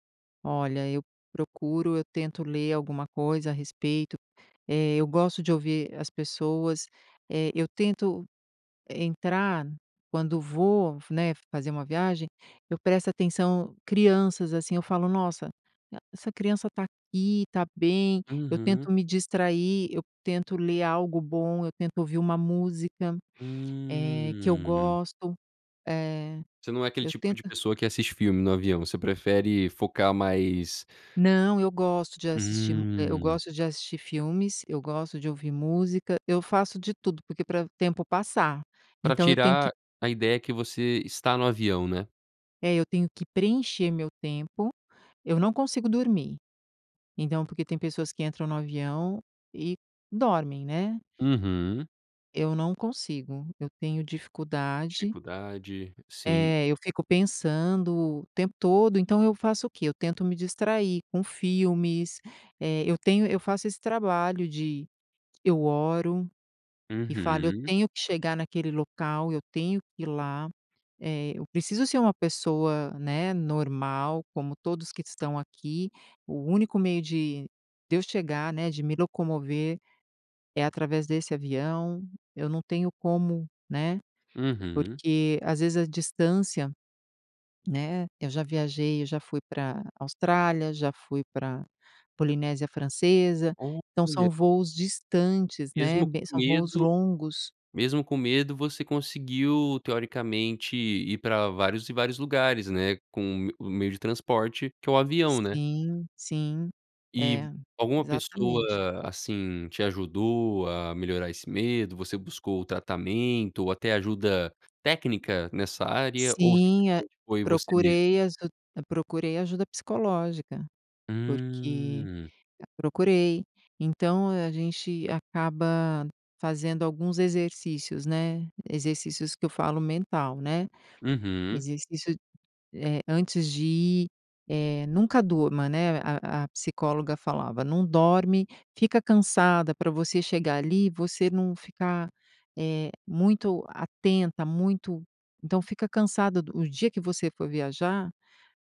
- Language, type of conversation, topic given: Portuguese, podcast, Quando foi a última vez em que você sentiu medo e conseguiu superá-lo?
- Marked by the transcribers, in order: drawn out: "Hum"; drawn out: "Hum"; tapping; other background noise